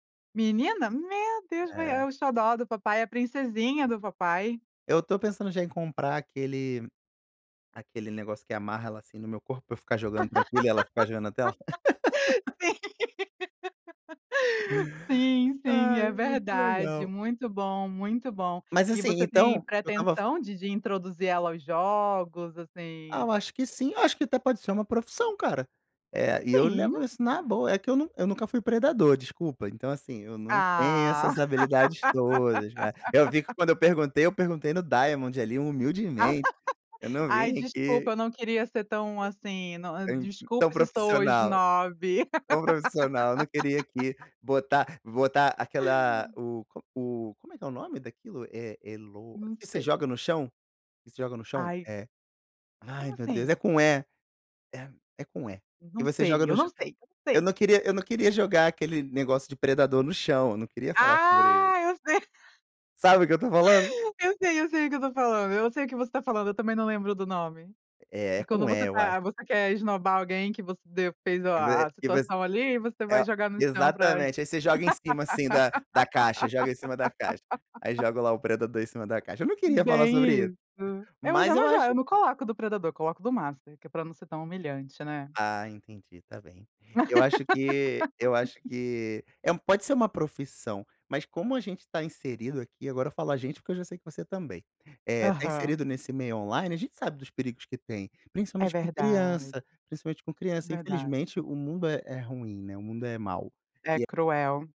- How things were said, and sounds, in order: laugh; laugh; laugh; other noise; laugh; tapping; laugh; laugh; laugh
- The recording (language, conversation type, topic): Portuguese, podcast, Como ensinar crianças a lidar com a tecnologia hoje?